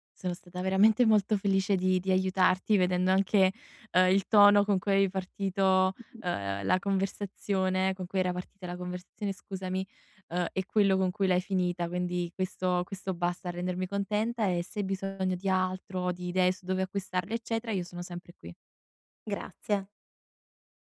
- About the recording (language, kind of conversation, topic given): Italian, advice, Come posso ridurre il tempo davanti agli schermi prima di andare a dormire?
- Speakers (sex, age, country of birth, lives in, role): female, 20-24, Italy, Italy, advisor; female, 30-34, Italy, Italy, user
- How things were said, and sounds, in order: other background noise; tapping